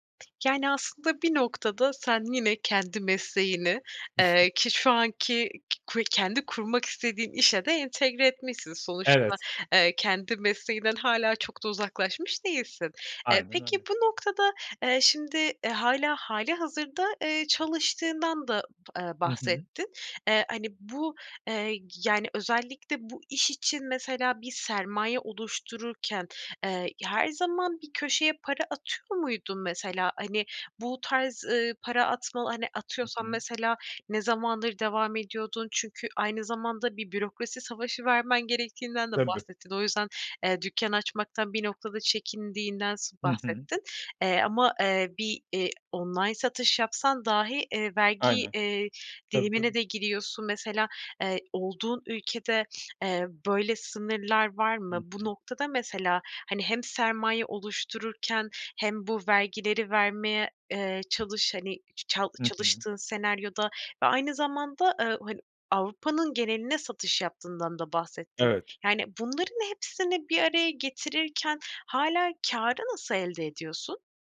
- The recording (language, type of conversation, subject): Turkish, podcast, Kendi işini kurmayı hiç düşündün mü? Neden?
- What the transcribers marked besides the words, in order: tapping; chuckle